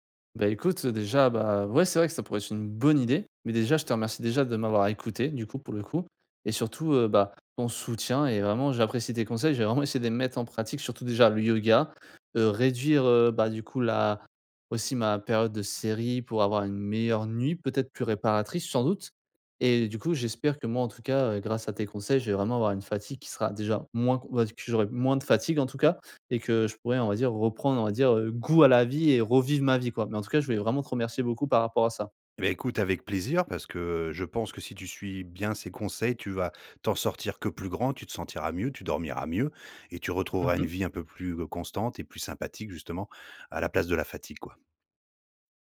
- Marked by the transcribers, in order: stressed: "bonne"; stressed: "goût"
- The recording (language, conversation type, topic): French, advice, Pourquoi suis-je constamment fatigué, même après une longue nuit de sommeil ?